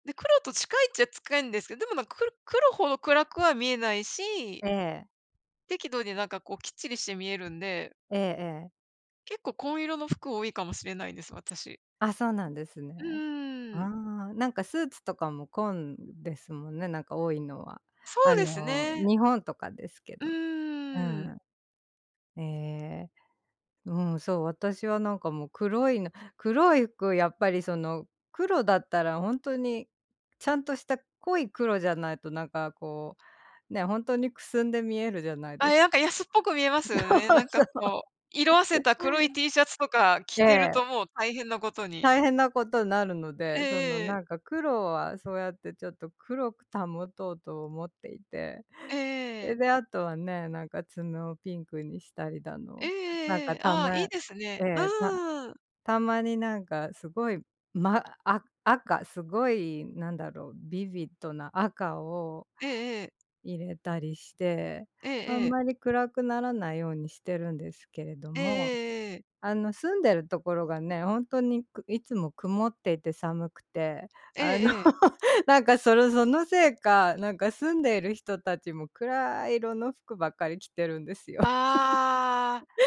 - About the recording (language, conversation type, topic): Japanese, unstructured, 好きな色は何ですか？また、その色が好きな理由は何ですか？
- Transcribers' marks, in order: laughing while speaking: "そう そう"; laugh; laugh; laugh